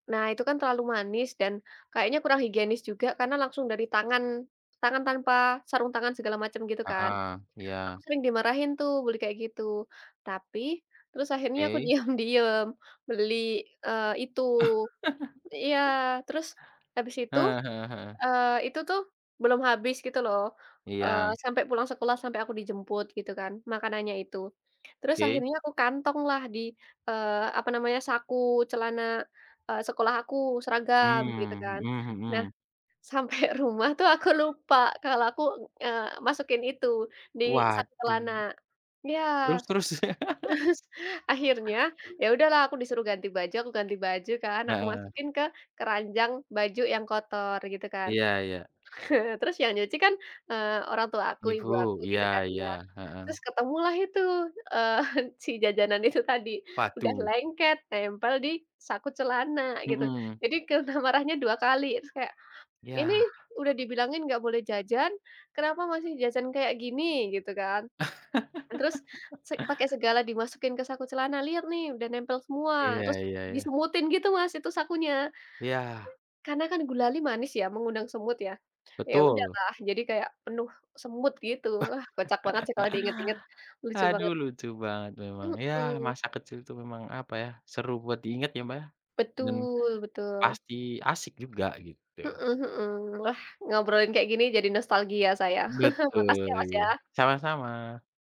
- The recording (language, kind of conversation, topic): Indonesian, unstructured, Apa makanan favorit semasa kecil yang masih kamu ingat?
- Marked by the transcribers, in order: chuckle; other background noise; laugh; laugh; chuckle; chuckle